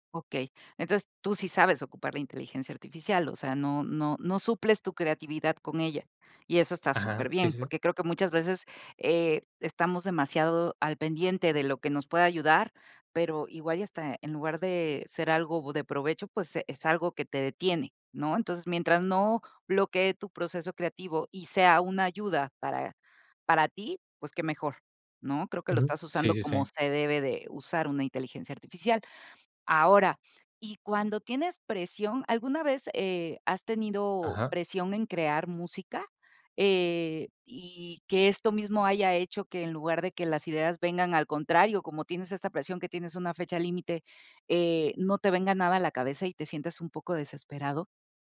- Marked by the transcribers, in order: tapping
- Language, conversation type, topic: Spanish, podcast, ¿Qué haces cuando te bloqueas creativamente?